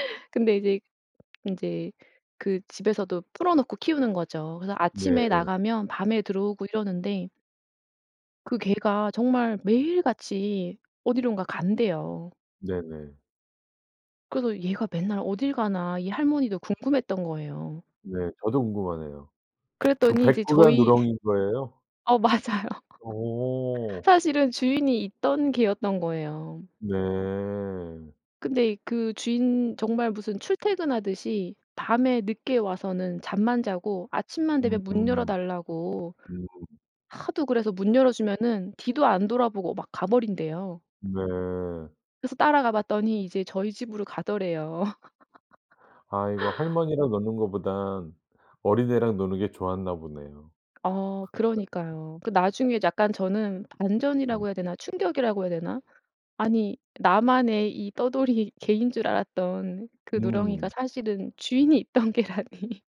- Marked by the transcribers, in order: laugh; tapping; other background noise; laugh; laughing while speaking: "맞아요"; laugh; laughing while speaking: "있던 개라니"
- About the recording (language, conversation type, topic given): Korean, podcast, 어릴 때 가장 소중했던 기억은 무엇인가요?